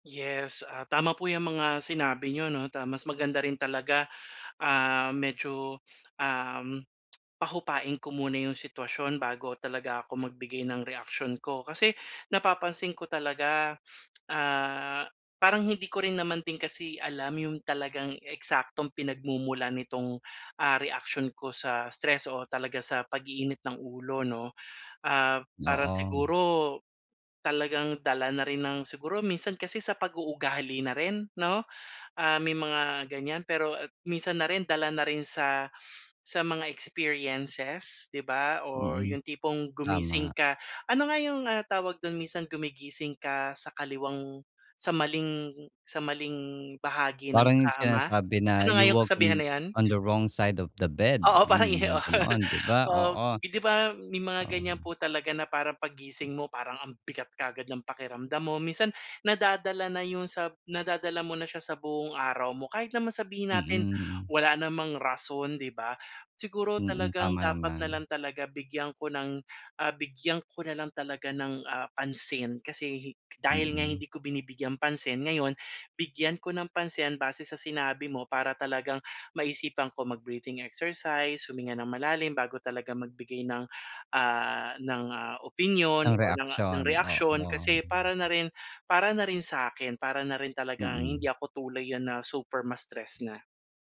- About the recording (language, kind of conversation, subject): Filipino, advice, Paano ko mauunawaan kung bakit ako may ganitong reaksiyon kapag nai-stress ako?
- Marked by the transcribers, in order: gasp; sniff; tongue click; gasp; sniff; tongue click; gasp; sniff; in English: "you woke on on the wrong side of the bed"; laughing while speaking: "'yon"; gasp; wind; gasp; gasp; gasp; tapping; gasp; gasp; gasp; gasp